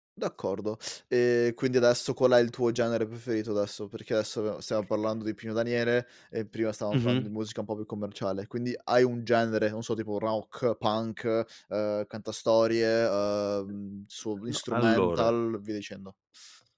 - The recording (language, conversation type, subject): Italian, podcast, Come hai scoperto qual è il tuo genere musicale preferito?
- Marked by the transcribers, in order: teeth sucking; "adesso" said as "aesso"; other background noise; unintelligible speech; other noise; in English: "instrumental"; teeth sucking